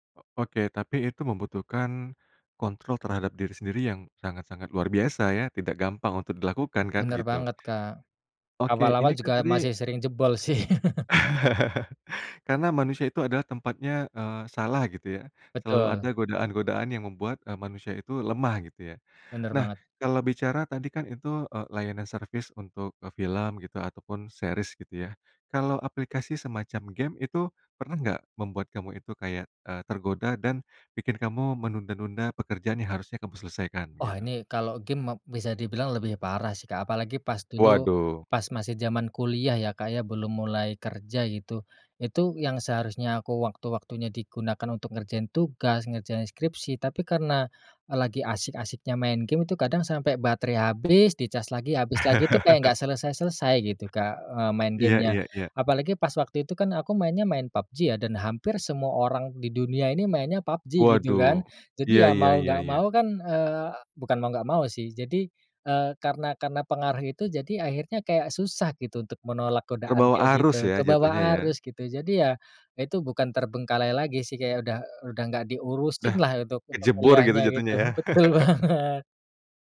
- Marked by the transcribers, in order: chuckle; in English: "service"; in English: "series"; chuckle; chuckle
- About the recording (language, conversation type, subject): Indonesian, podcast, Pernah nggak aplikasi bikin kamu malah nunda kerja?